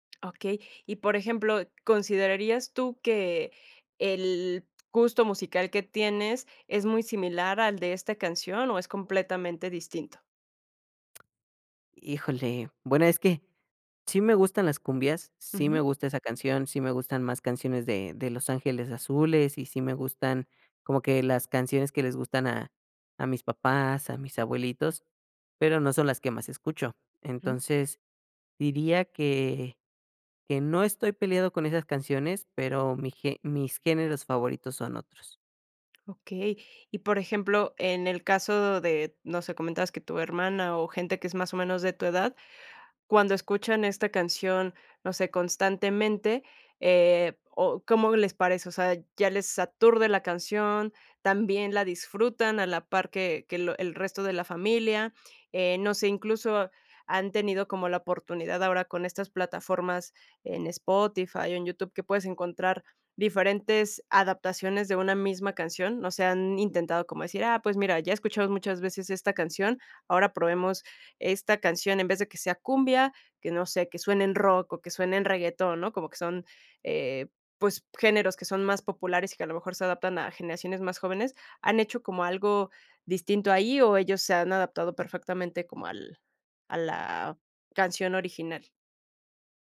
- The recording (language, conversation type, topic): Spanish, podcast, ¿Qué canción siempre suena en reuniones familiares?
- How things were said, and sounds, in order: other background noise; other noise; tapping